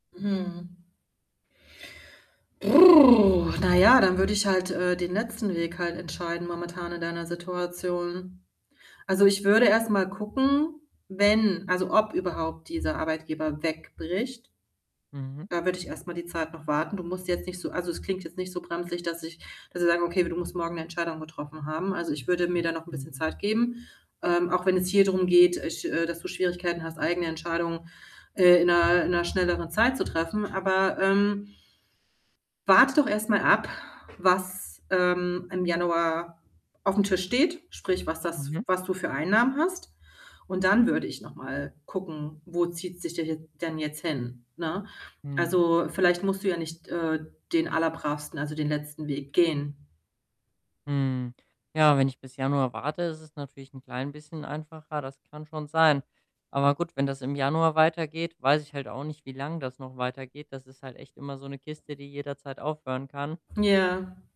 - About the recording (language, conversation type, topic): German, advice, Wie kann ich Entscheidungen treffen, ohne mich schuldig zu fühlen, wenn meine Familie dadurch enttäuscht sein könnte?
- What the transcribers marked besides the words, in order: static; mechanical hum; lip trill; other background noise; distorted speech; tapping